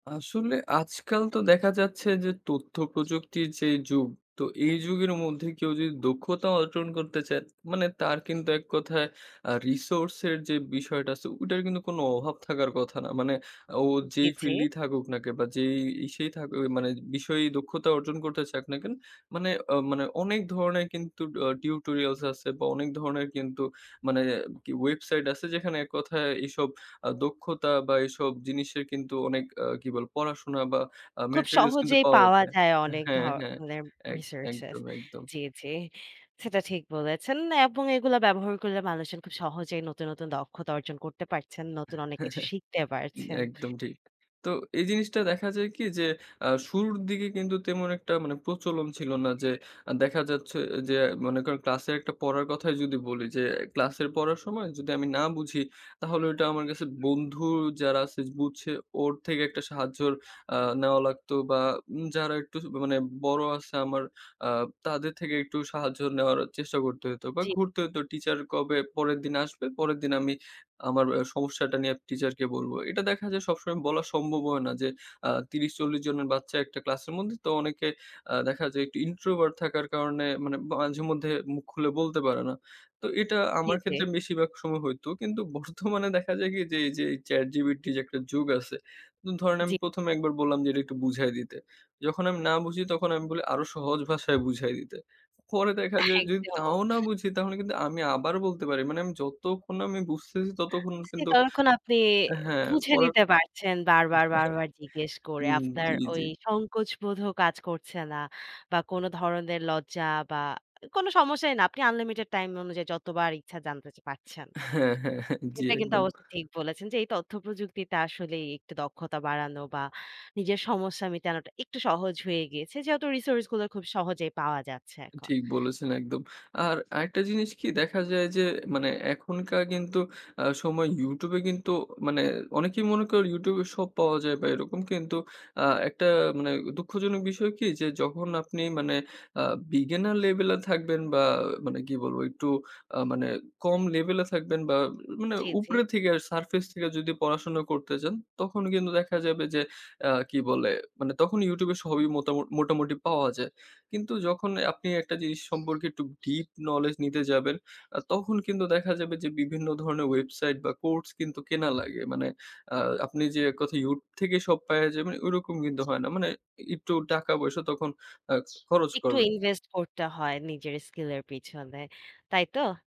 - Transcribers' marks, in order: in English: "resource"; chuckle; laughing while speaking: "বর্তমানে দেখা যায় কি যে … একটা যুগ আছে"; laughing while speaking: "একদম"; laughing while speaking: "পরে দেখা যায় যদি তাও … বুঝতেছি ততক্ষণ কিন্তু"; laughing while speaking: "হ্যাঁ, হ্যাঁ, হ্যাঁ। জি একদম"; in English: "resource"; in English: "beginner"; in English: "surface"; in English: "knowledge"; "পেয়ে" said as "পায়ে"; bird
- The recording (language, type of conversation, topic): Bengali, podcast, নিজের দক্ষতা বাড়ানোর সহজ উপায় কী?